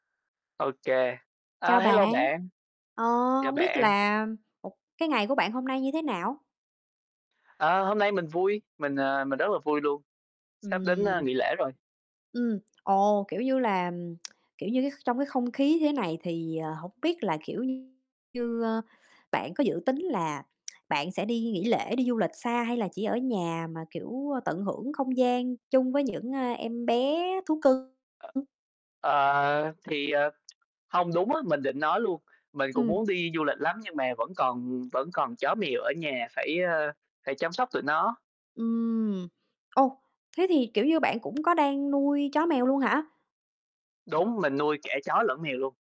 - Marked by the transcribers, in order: distorted speech; tapping; tongue click; tongue click; other noise; other background noise
- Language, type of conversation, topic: Vietnamese, unstructured, Bạn thích nuôi chó hay nuôi mèo hơn, và vì sao?